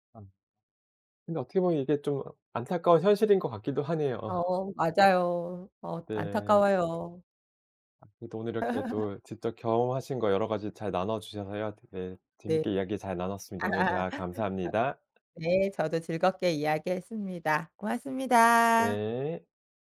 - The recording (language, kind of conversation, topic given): Korean, podcast, 아이들의 화면 시간을 어떻게 관리하시나요?
- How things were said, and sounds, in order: laughing while speaking: "하네요"; laugh; laugh; other background noise